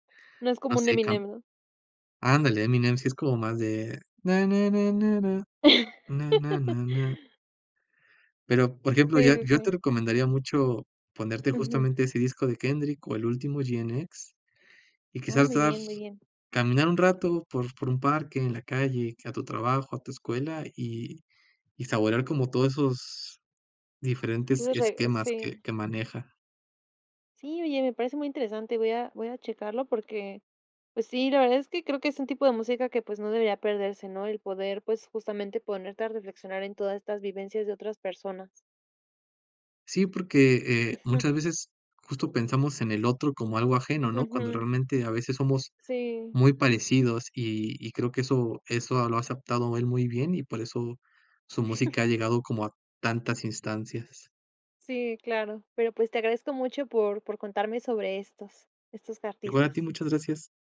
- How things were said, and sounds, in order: singing: "Na na na na na na na na na"; chuckle; tapping; chuckle
- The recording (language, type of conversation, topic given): Spanish, podcast, ¿Qué artista recomendarías a cualquiera sin dudar?